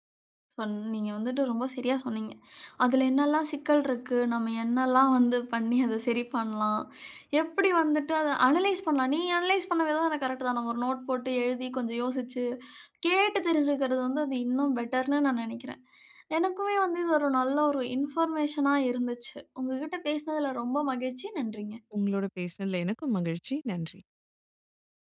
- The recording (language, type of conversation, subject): Tamil, podcast, வெளிநாட்டுக்கு குடியேற முடிவு செய்வதற்கு முன் நீங்கள் எத்தனை காரணங்களை கணக்கில் எடுத்துக் கொள்கிறீர்கள்?
- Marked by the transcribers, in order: laughing while speaking: "நம்ம என்னல்லாம் வந்து பண்ணி, அத சரி பண்ணலாம்"; in English: "அனலைஸ்"; in English: "அனலைஸ்"; in English: "கரெக்ட்தான்"; in English: "நோட்"; in English: "பெட்டர்ன்னு"; in English: "இன்ஃபர்மேஷனா"